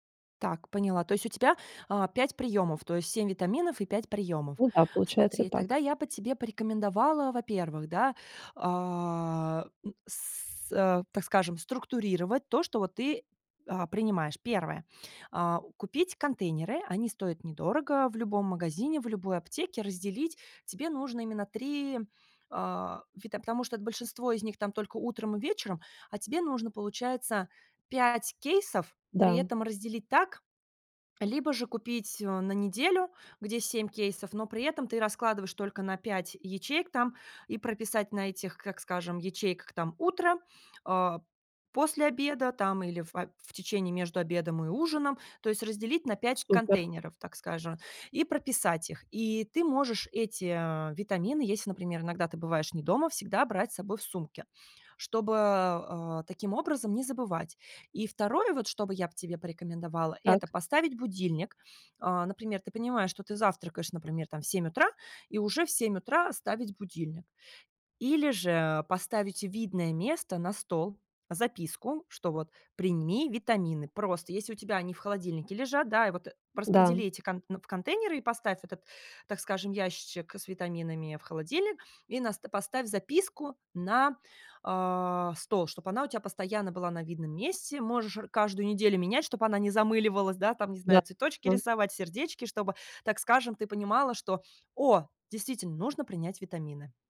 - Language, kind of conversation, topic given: Russian, advice, Как справиться с забывчивостью и нерегулярным приёмом лекарств или витаминов?
- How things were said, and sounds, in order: "если" said as "еси"; unintelligible speech